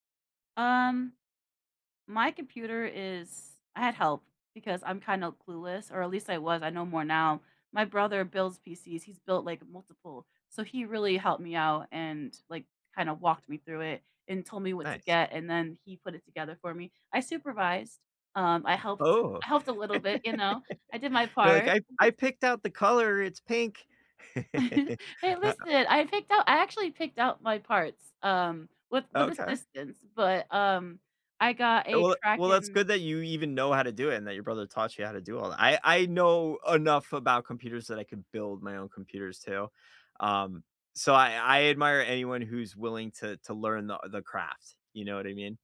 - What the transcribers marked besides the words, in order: laugh; chuckle; giggle; laugh
- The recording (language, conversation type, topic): English, unstructured, What subtle signals reveal who you are and invite connection?